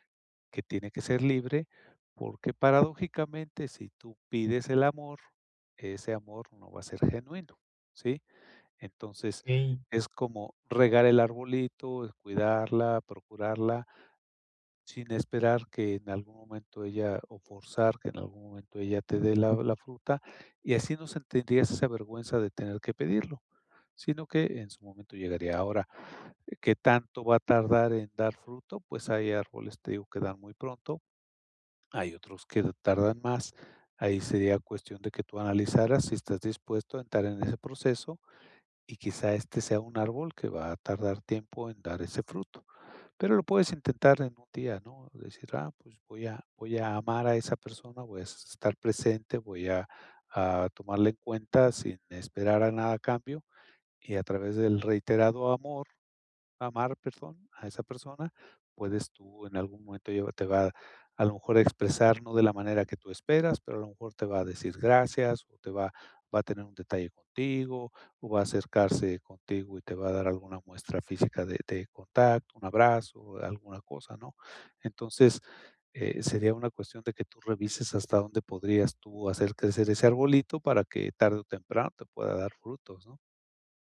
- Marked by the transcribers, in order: none
- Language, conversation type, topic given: Spanish, advice, ¿Cómo puedo comunicar lo que necesito sin sentir vergüenza?